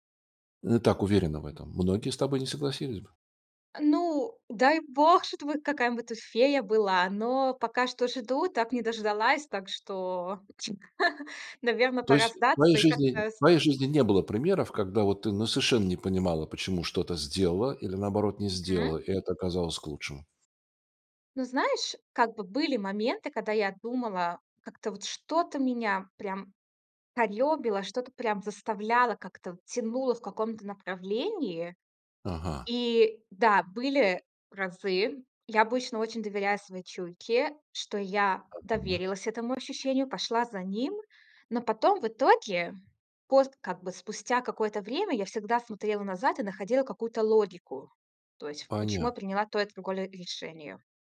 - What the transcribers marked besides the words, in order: chuckle
- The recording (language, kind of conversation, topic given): Russian, podcast, Как развить интуицию в повседневной жизни?